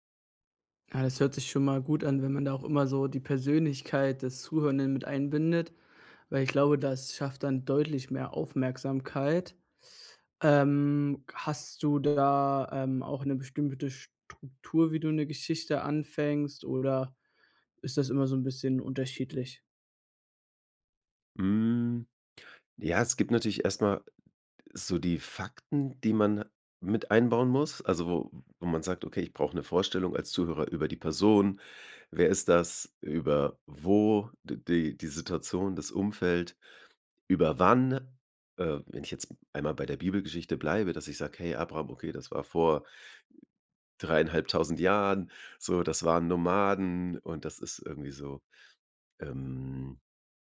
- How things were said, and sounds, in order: drawn out: "Ähm"
- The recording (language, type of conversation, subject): German, podcast, Wie baust du Nähe auf, wenn du eine Geschichte erzählst?